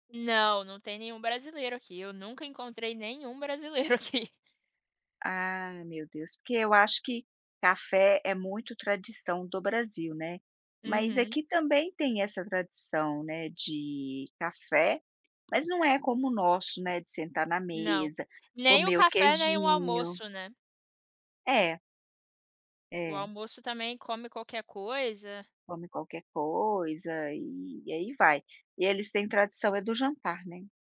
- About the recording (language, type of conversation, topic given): Portuguese, podcast, Qual é o seu ritual de café ou chá de manhã, quando você acorda?
- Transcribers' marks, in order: none